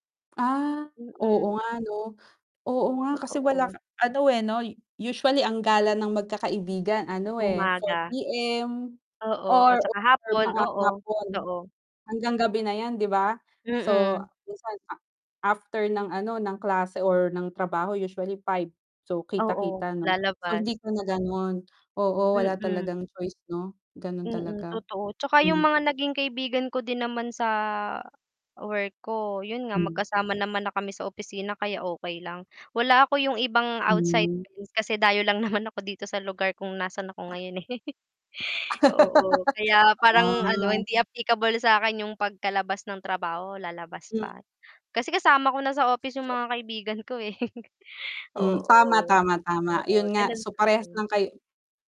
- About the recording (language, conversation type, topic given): Filipino, unstructured, Sa pagitan ng umaga at gabi, kailan ka mas aktibo?
- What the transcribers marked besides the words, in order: mechanical hum; tapping; distorted speech; laugh; chuckle; chuckle